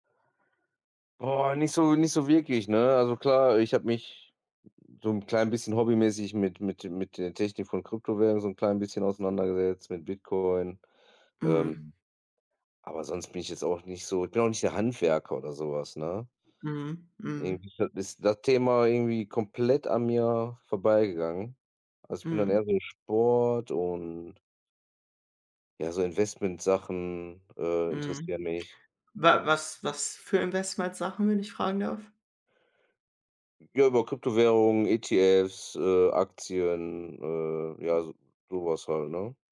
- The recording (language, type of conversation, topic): German, unstructured, Wie fühlt es sich für dich an, wenn du in deinem Hobby Fortschritte machst?
- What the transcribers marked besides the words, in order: other background noise; unintelligible speech